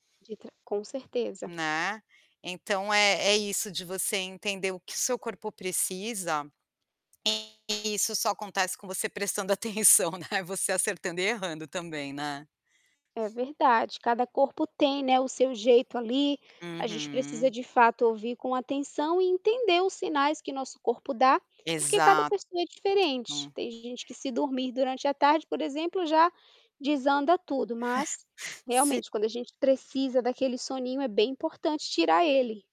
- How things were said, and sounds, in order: static; distorted speech; laughing while speaking: "atenção, né"; tapping; other background noise; chuckle
- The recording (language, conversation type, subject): Portuguese, podcast, Que papel o descanso tem na sua rotina criativa?